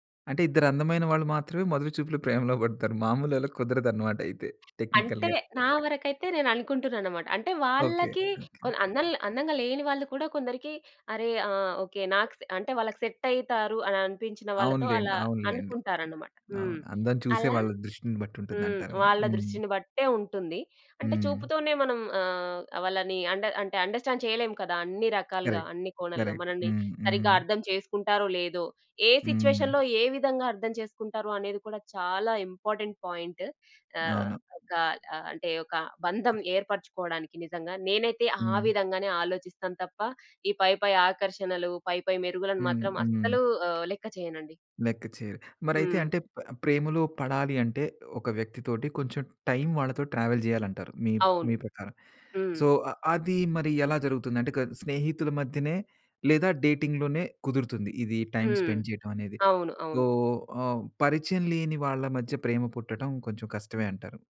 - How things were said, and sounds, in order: giggle; other background noise; in English: "టెక్నికల్‌గా"; tapping; in English: "సెట్"; in English: "అండర్‌స్టాండ్"; in English: "కరెక్ట్. కరెక్ట్"; in English: "సిట్యుయేషన్‌లో"; in English: "ఇంపార్టెంట్ పాయింట్"; in English: "ట్రావెల్"; in English: "సో"; in English: "డేటింగ్"; in English: "టైమ్ స్పెండ్"
- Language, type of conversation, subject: Telugu, podcast, ఒక్క పరిచయంతోనే ప్రేమకథ మొదలవుతుందా?